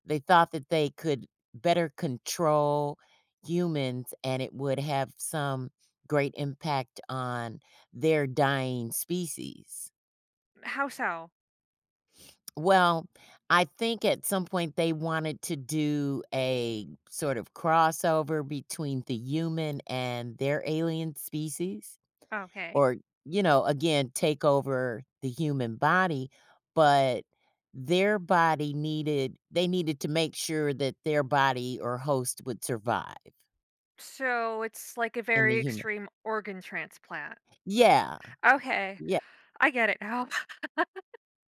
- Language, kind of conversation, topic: English, podcast, How can a movie shape your perspective or leave a lasting impact on your life?
- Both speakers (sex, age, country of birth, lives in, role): female, 35-39, United States, United States, host; female, 60-64, United States, United States, guest
- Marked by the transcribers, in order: laugh